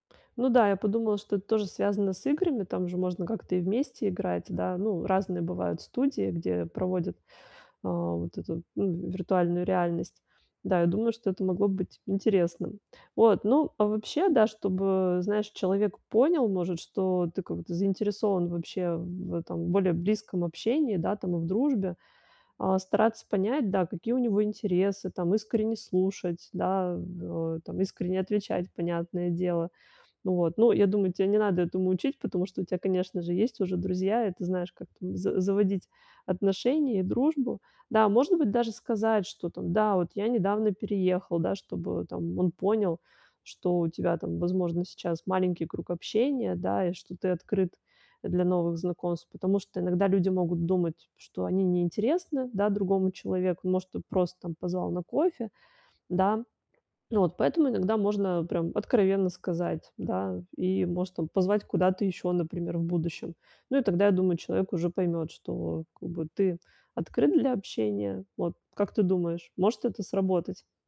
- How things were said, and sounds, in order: none
- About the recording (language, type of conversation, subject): Russian, advice, Как постепенно превратить знакомых в близких друзей?